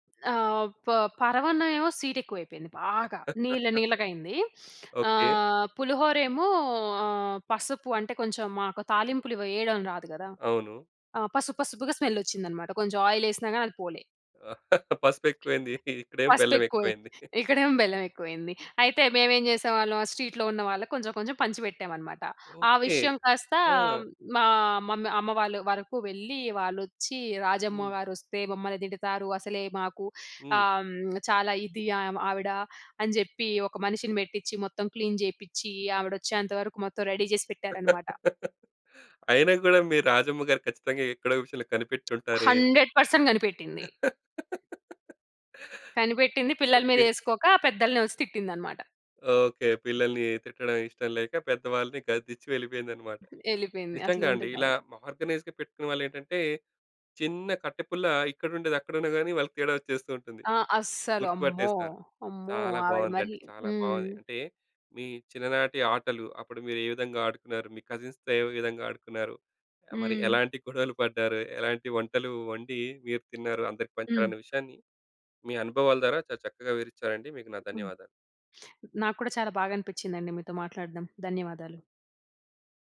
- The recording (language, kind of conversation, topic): Telugu, podcast, మీ చిన్నప్పట్లో మీరు ఆడిన ఆటల గురించి వివరంగా చెప్పగలరా?
- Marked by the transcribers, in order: laugh; in English: "స్మెల్"; in English: "ఆయిల్"; in English: "స్ట్రీట్‌లో"; in English: "మమ్మీ"; in English: "క్లీన్"; in English: "రెడీ"; laugh; in English: "హండ్రెడ్ పర్సెంట్"; laugh; in English: "ఆర్గనైజ్‌గా"; in English: "కజిన్స్‌తో"; sniff